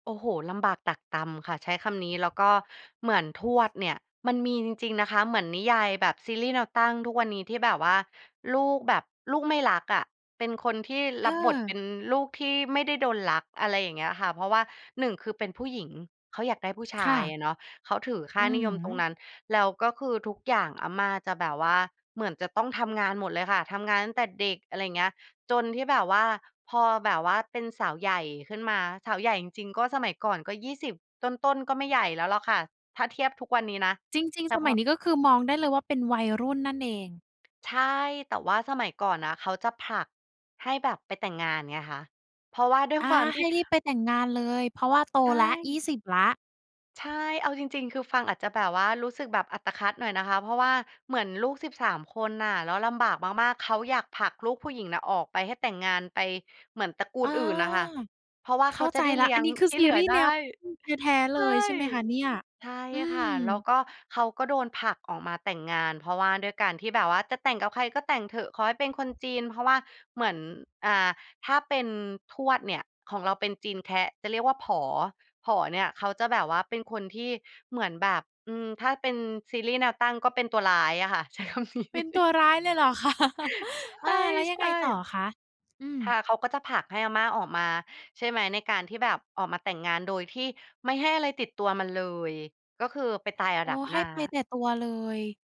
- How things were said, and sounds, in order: other background noise; tapping; laughing while speaking: "คำนี้"; chuckle; laughing while speaking: "คะ"; chuckle
- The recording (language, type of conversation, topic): Thai, podcast, คุณมีวิธีเล่าเรื่องราวของตระกูลผ่านมื้ออาหารอย่างไรบ้าง?